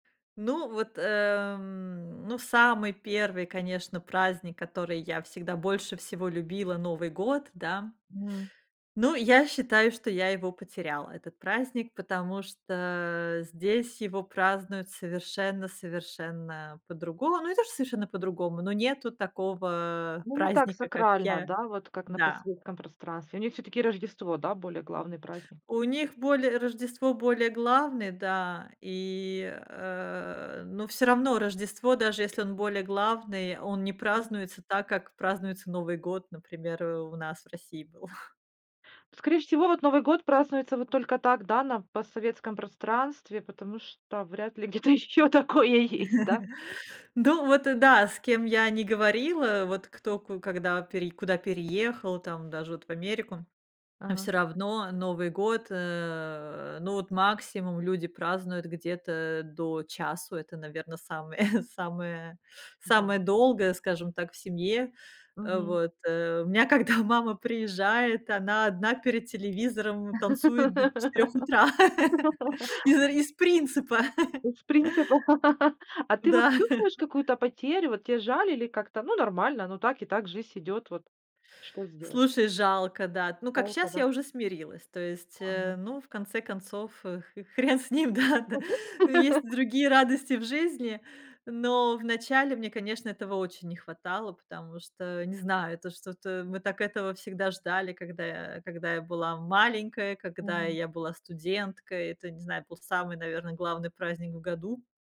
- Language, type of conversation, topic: Russian, podcast, Как миграция повлияла на семейные праздники и обычаи?
- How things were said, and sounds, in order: other background noise; laughing while speaking: "где-то ещё такое есть"; laugh; tapping; chuckle; laughing while speaking: "когда"; laugh; chuckle; laugh; chuckle; joyful: "х хрен с ним, да да"; unintelligible speech; laugh